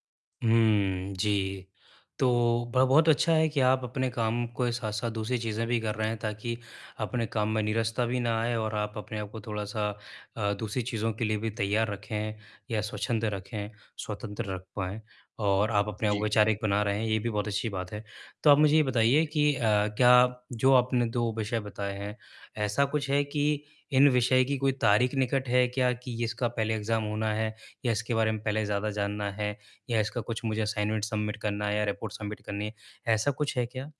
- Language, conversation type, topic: Hindi, advice, मैं कैसे तय करूँ कि कौन से काम सबसे जरूरी और महत्वपूर्ण हैं?
- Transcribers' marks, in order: static; other background noise; in English: "एग्जाम"; in English: "असाइनमेंट सबमिट"; in English: "रिपोर्ट सबमिट"